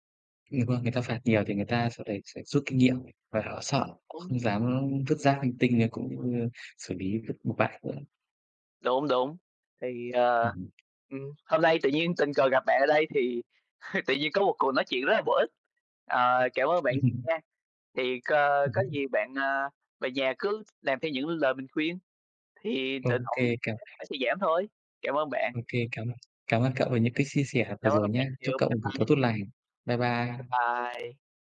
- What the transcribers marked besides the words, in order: tapping; chuckle; other background noise; laugh; "chia" said as "xia"
- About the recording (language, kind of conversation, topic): Vietnamese, unstructured, Làm thế nào để giảm rác thải nhựa trong nhà bạn?
- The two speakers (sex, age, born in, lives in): female, 20-24, Vietnam, Vietnam; male, 25-29, Vietnam, Vietnam